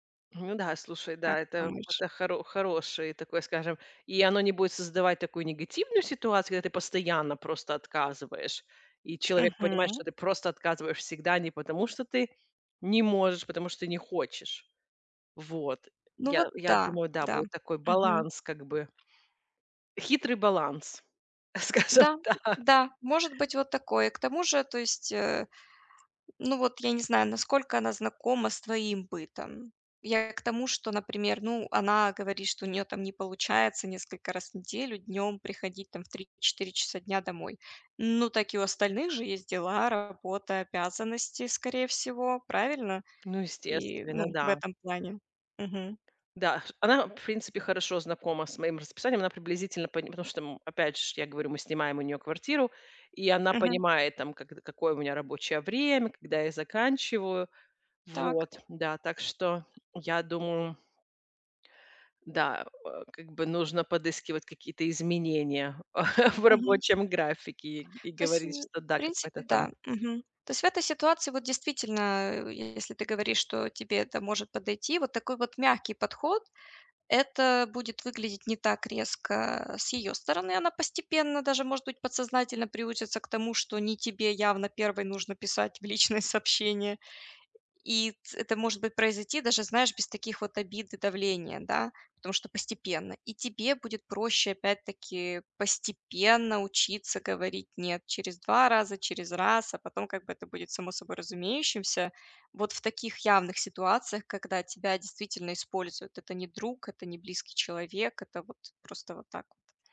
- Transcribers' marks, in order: other background noise; tapping; laughing while speaking: "скажем так"; grunt; chuckle; laughing while speaking: "в личные"
- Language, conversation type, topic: Russian, advice, Как мне уважительно отказывать и сохранять уверенность в себе?